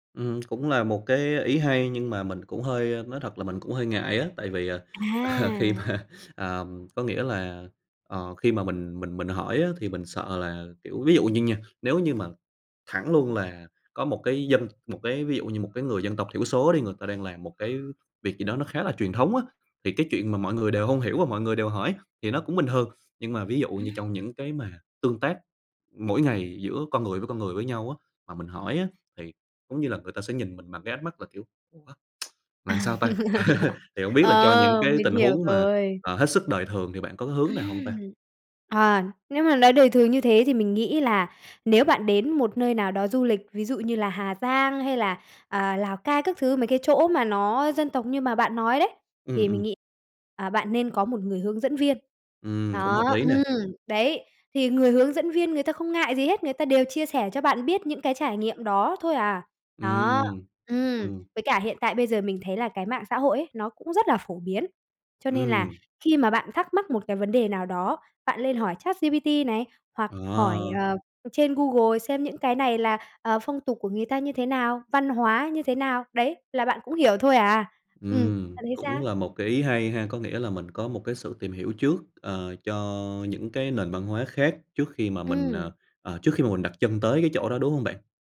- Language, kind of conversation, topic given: Vietnamese, advice, Bạn đang trải qua cú sốc văn hóa và bối rối trước những phong tục, cách ứng xử mới như thế nào?
- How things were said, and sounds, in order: other background noise; laughing while speaking: "à"; tapping; laughing while speaking: "mà"; tsk; chuckle; laugh